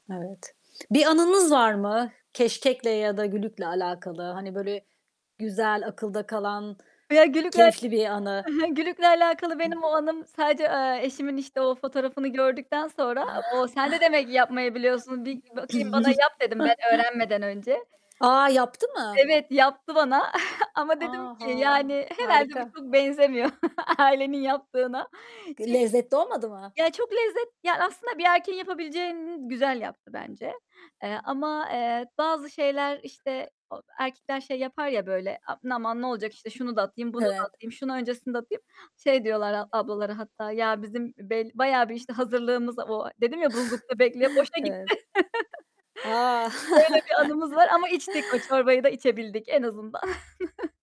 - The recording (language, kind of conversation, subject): Turkish, podcast, Ailenizin geleneksel yemeğini anlatır mısın?
- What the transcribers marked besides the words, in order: static; tapping; other background noise; distorted speech; chuckle; chuckle; chuckle; chuckle; chuckle; chuckle; chuckle